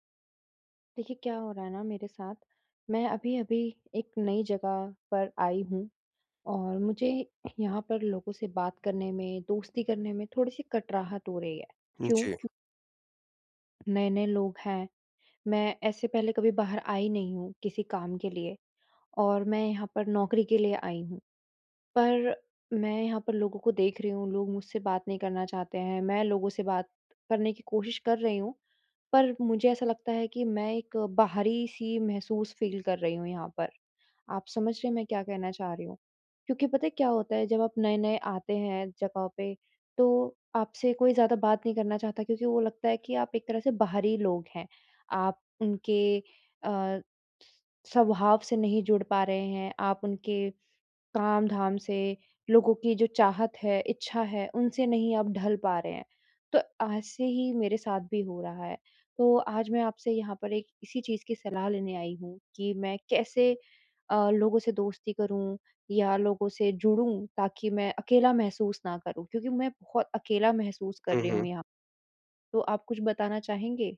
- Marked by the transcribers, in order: tapping; in English: "फ़ील"
- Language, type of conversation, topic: Hindi, advice, नए शहर में दोस्त कैसे बनाएँ और अपना सामाजिक दायरा कैसे बढ़ाएँ?